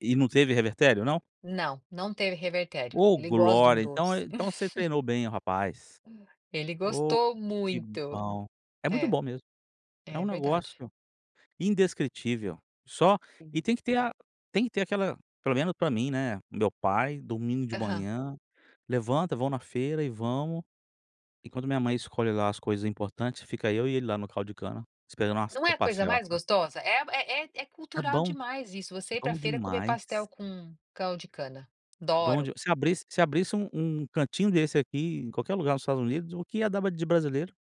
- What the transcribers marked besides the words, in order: chuckle; unintelligible speech
- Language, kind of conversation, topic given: Portuguese, podcast, Como a comida ajuda a manter sua identidade cultural?